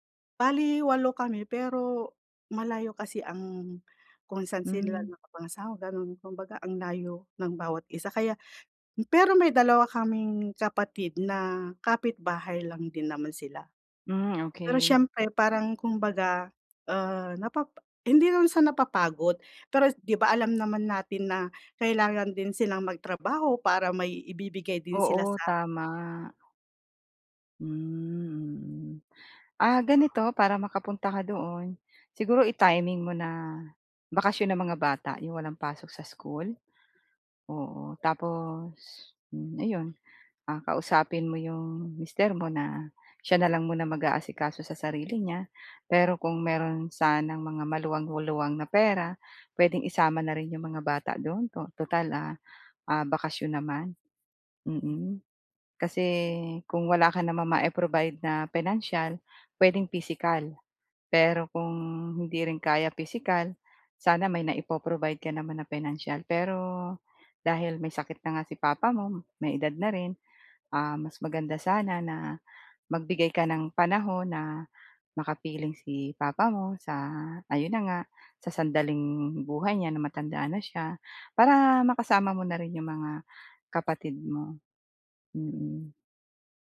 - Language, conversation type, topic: Filipino, advice, Paano ko mapapatawad ang sarili ko kahit may mga obligasyon ako sa pamilya?
- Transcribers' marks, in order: tapping; other background noise